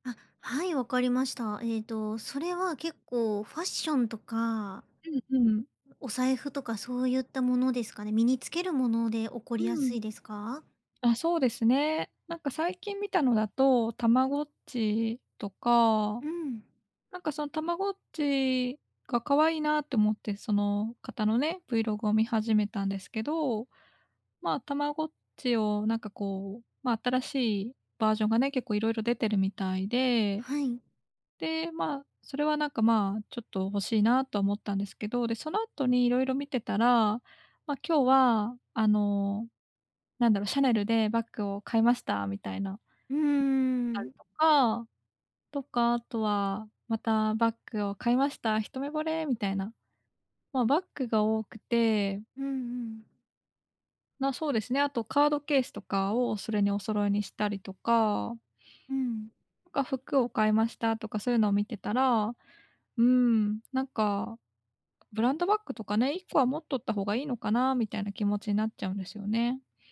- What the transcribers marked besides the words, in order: other background noise
- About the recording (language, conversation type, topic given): Japanese, advice, 他人と比べて物を買いたくなる気持ちをどうすればやめられますか？